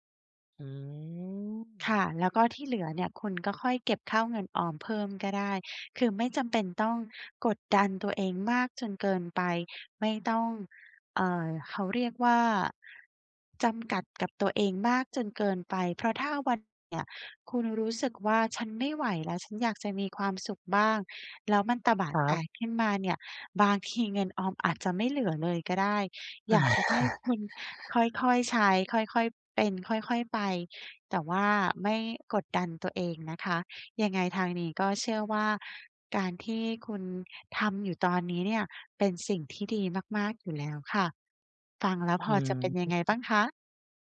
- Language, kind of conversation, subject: Thai, advice, จะทำอย่างไรให้สนุกกับวันนี้โดยไม่ละเลยการออมเงิน?
- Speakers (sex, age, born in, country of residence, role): female, 35-39, Thailand, Thailand, advisor; other, 35-39, Thailand, Thailand, user
- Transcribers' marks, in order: drawn out: "อืม"; tapping; laughing while speaking: "อะ"; other background noise